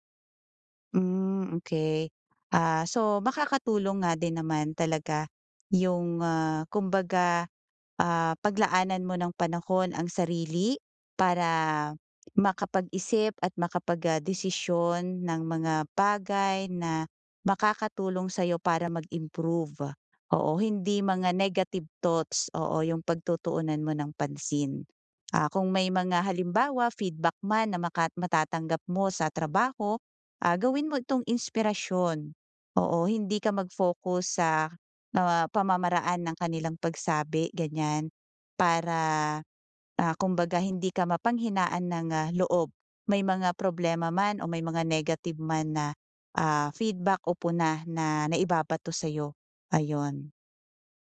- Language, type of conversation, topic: Filipino, advice, Paano ko mapagmamasdan ang aking isip nang hindi ako naaapektuhan?
- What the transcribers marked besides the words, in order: tapping